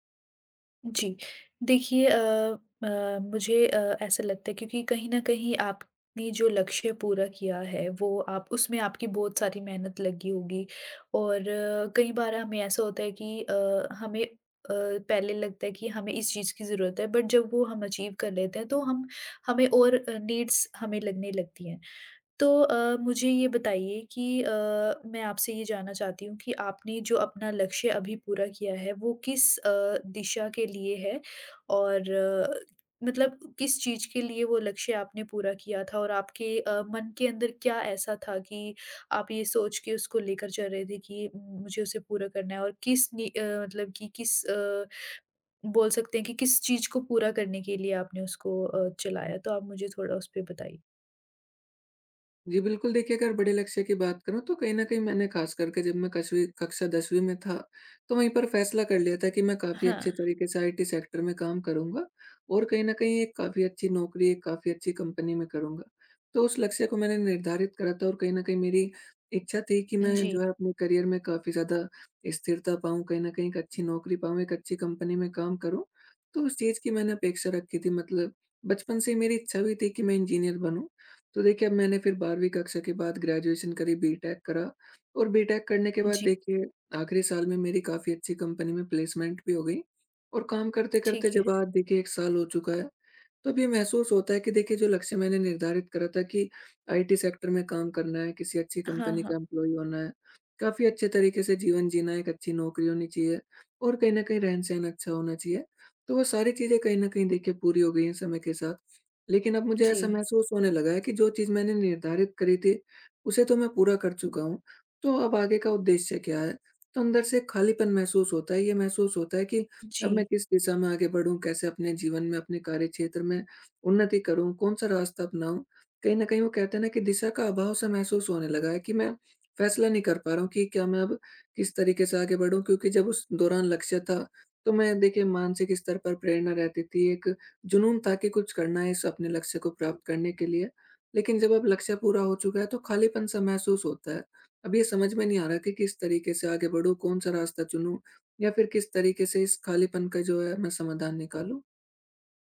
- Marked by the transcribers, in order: in English: "बट"; in English: "अचीव"; in English: "नीड्स"; in English: "करियर"; in English: "प्लेसमेंट"; in English: "एम्प्लॉयी"
- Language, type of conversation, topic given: Hindi, advice, बड़े लक्ष्य हासिल करने के बाद मुझे खालीपन और दिशा की कमी क्यों महसूस होती है?